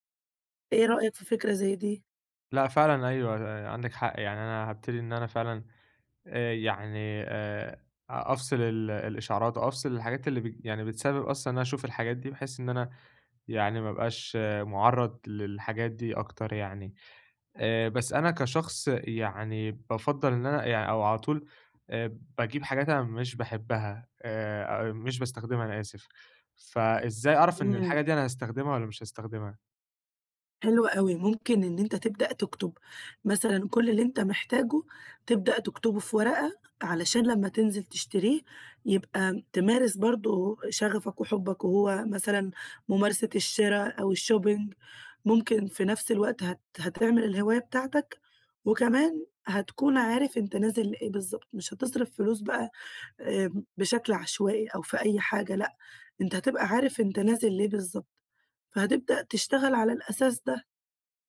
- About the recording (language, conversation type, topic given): Arabic, advice, إزاي أقلّل من شراء حاجات مش محتاجها؟
- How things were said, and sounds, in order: unintelligible speech; in English: "الShopping"; other background noise